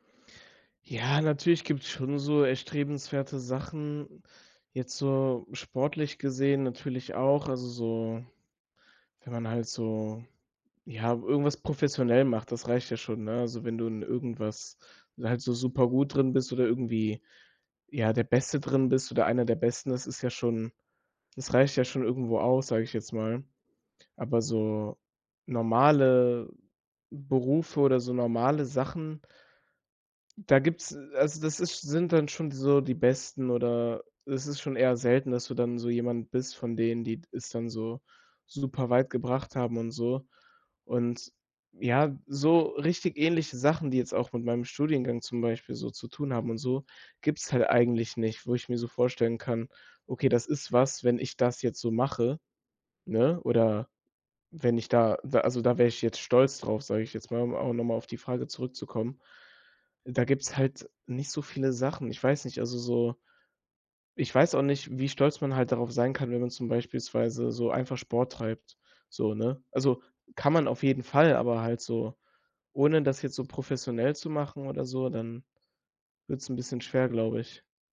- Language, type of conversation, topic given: German, advice, Wie finde ich meinen Selbstwert unabhängig von Leistung, wenn ich mich stark über die Arbeit definiere?
- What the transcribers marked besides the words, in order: none